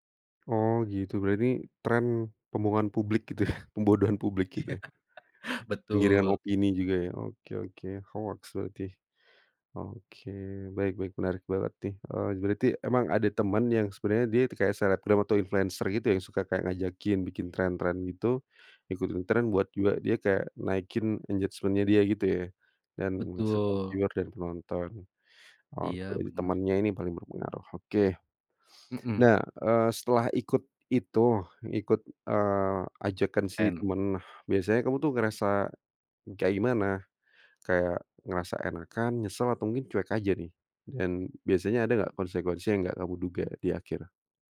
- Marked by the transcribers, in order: tapping; chuckle; laughing while speaking: "Ya"; other background noise; in English: "engagement-nya"; in English: "viewer"
- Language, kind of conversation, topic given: Indonesian, podcast, Pernah nggak kamu ikutan tren meski nggak sreg, kenapa?